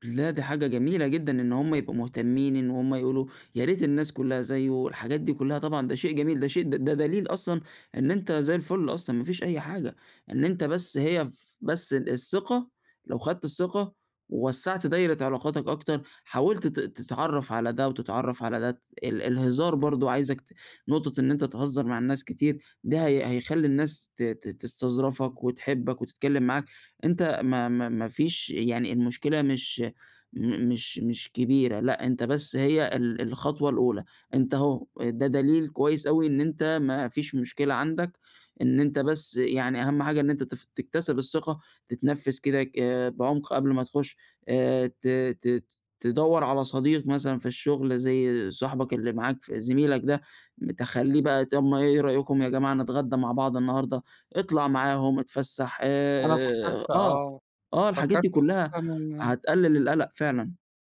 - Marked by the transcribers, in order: none
- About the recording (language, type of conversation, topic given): Arabic, advice, إزاي أقدر أوصف قلقي الاجتماعي وخوفي من التفاعل وسط مجموعات؟